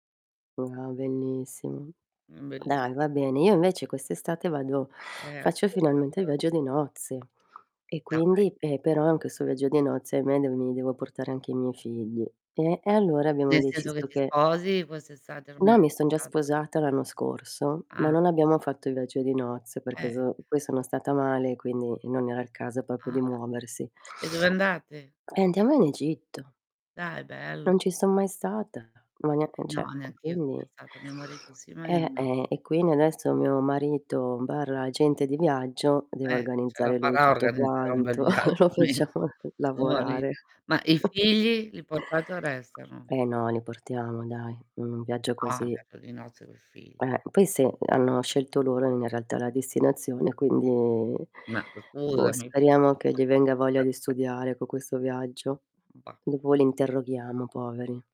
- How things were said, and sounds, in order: unintelligible speech; distorted speech; "cioè" said as "ceh"; chuckle; laughing while speaking: "lo facciamo"; static; chuckle; tapping; drawn out: "quindi"; "scusami" said as "sucusami"; chuckle
- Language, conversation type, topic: Italian, unstructured, Qual è la cosa più importante da considerare quando prenoti un viaggio?